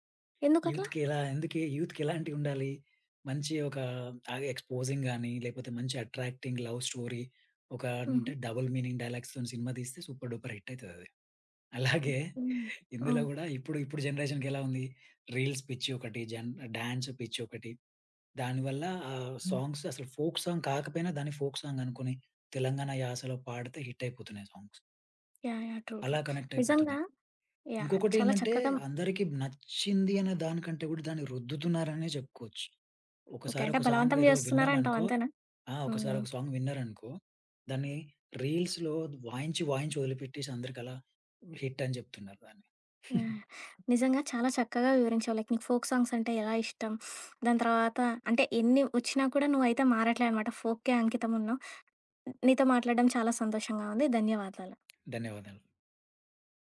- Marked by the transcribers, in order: in English: "ఎక్‌స్పోజింగ్"; in English: "అట్రాక్టింగ్ లవ్ స్టోరీ"; in English: "డబుల్ మీనింగ్ డైలాగ్స్‌తో"; in English: "సూపర్ డూపర్"; chuckle; in English: "రీల్స్"; in English: "డాన్స్"; in English: "సాంగ్స్"; in English: "ఫోక్ సాంగ్"; other background noise; in English: "ఫోక్ సాంగ్"; in English: "హిట్"; in English: "సాంగ్స్"; in English: "ట్రూ ట్రూ"; in English: "సాంగ్"; in English: "సాంగ్"; in English: "రీల్స్‌లో"; in English: "హిట్"; giggle; in English: "లైక్"; in English: "ఫోక్ సాంగ్స్"; tapping
- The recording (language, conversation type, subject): Telugu, podcast, ఏ సంగీతం వింటే మీరు ప్రపంచాన్ని మర్చిపోతారు?